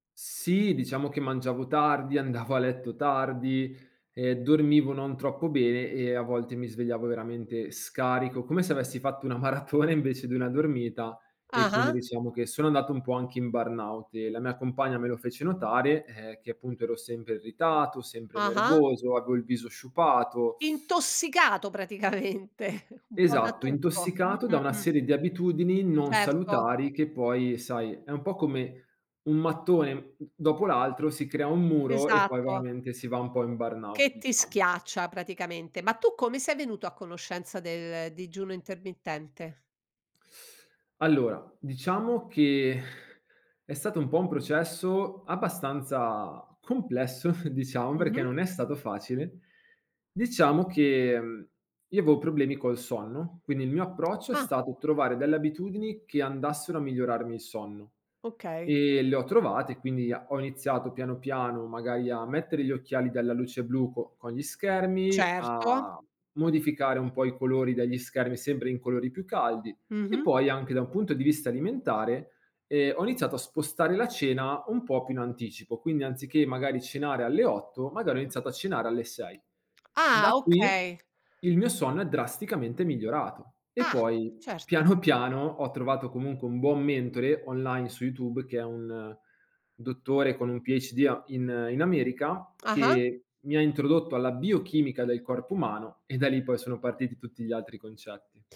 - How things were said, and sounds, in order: laughing while speaking: "maratona"; in English: "burnout"; teeth sucking; laughing while speaking: "praticamente"; other background noise; in English: "burnout"; exhale; drawn out: "abbastanza"; chuckle; drawn out: "che"; tsk; tapping; in English: "PhD"
- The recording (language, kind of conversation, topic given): Italian, podcast, Quali piccole abitudini hanno migliorato di più la tua salute?